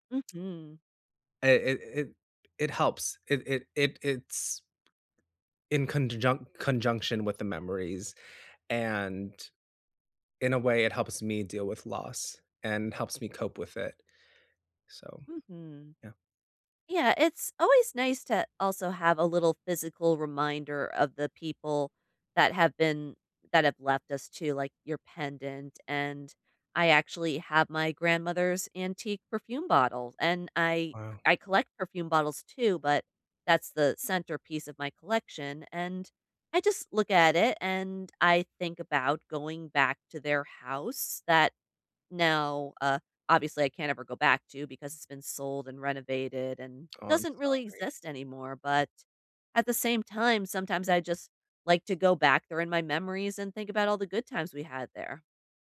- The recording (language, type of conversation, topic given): English, unstructured, What role do memories play in coping with loss?
- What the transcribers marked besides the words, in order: other background noise